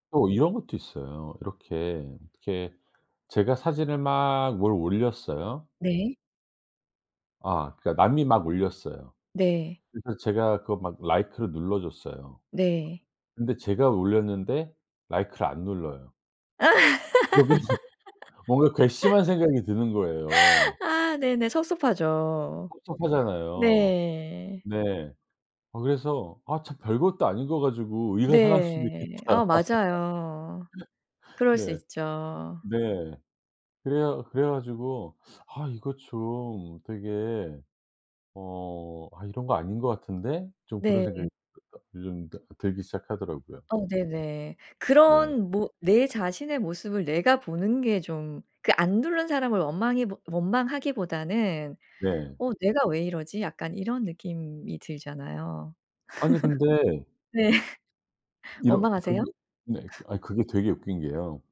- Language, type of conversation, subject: Korean, podcast, 소셜 미디어에 게시할 때 가장 신경 쓰는 점은 무엇인가요?
- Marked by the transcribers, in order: other background noise; laugh; laughing while speaking: "그러면"; laughing while speaking: "수도 있겠다.'"; laugh; unintelligible speech; laugh; laughing while speaking: "네"; laugh